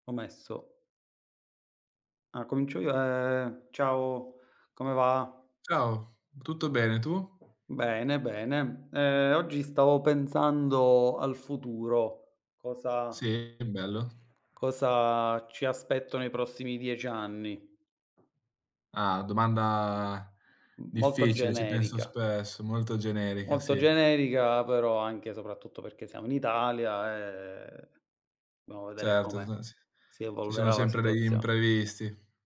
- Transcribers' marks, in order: tapping; other background noise; drawn out: "e"; unintelligible speech
- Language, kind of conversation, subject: Italian, unstructured, Come immagini la tua vita tra dieci anni?
- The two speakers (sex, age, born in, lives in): male, 20-24, Italy, Italy; male, 35-39, Italy, Italy